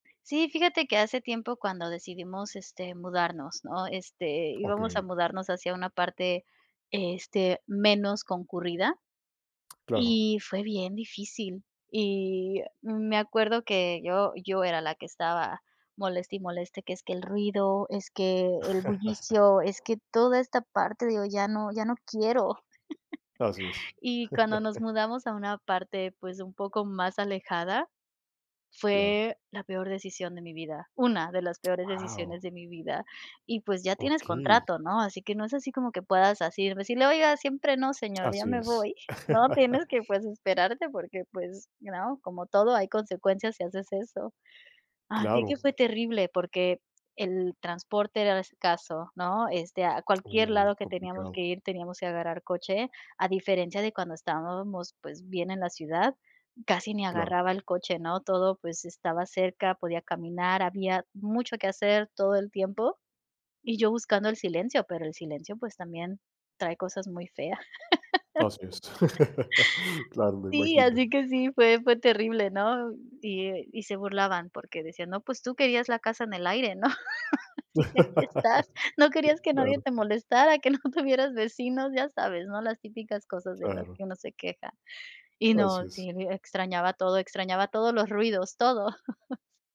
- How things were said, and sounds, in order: laugh; tapping; laugh; laugh; stressed: "una"; laugh; in English: "¿you know?"; laugh; laugh; laughing while speaking: "así que aquí estás"; laugh; other background noise; laughing while speaking: "no"; chuckle
- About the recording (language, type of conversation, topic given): Spanish, podcast, ¿Puedes contarme sobre una decisión que no salió como esperabas?